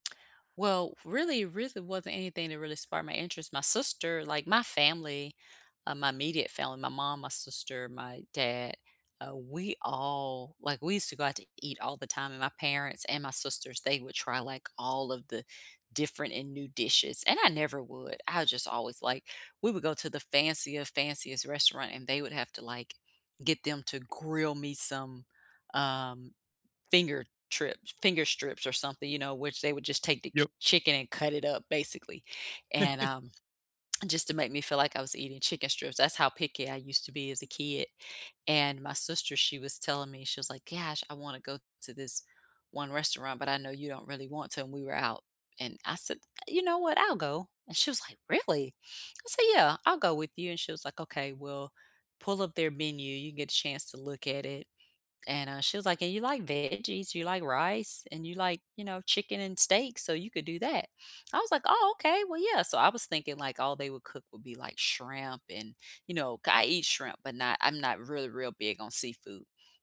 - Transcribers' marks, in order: tsk; chuckle
- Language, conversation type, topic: English, unstructured, What kinds of flavors or foods have you started to enjoy more recently?
- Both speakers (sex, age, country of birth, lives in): female, 45-49, United States, United States; male, 35-39, United States, United States